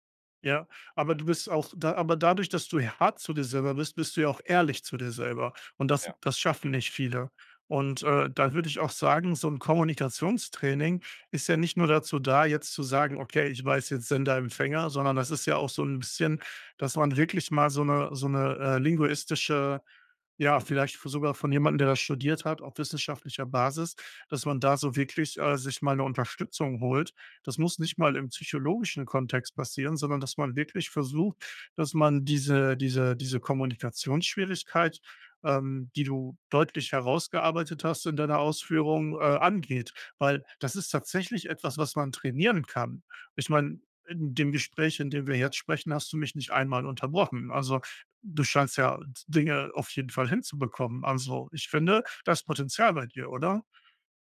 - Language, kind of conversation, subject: German, advice, Wie kann ich mit Angst oder Panik in sozialen Situationen umgehen?
- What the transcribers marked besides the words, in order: none